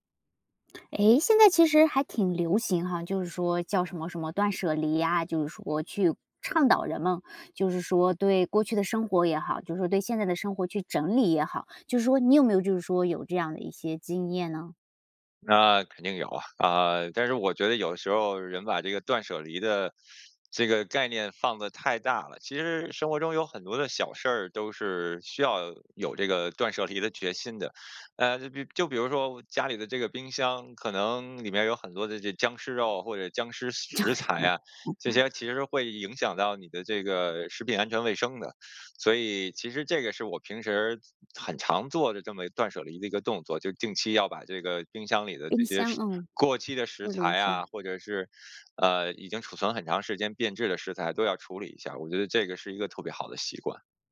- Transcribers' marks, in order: teeth sucking; teeth sucking; chuckle; teeth sucking
- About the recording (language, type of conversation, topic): Chinese, podcast, 你有哪些断舍离的经验可以分享？